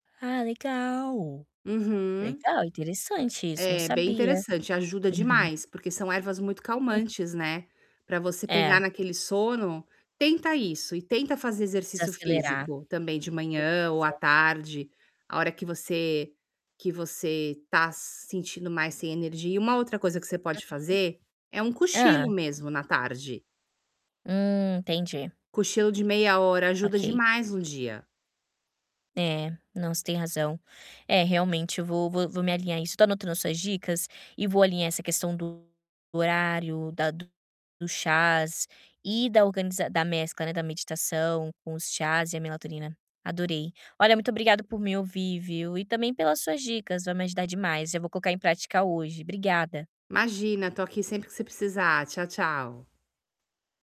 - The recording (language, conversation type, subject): Portuguese, advice, Como posso melhorar a higiene do sono mantendo um horário consistente para dormir e acordar?
- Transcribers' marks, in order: distorted speech; static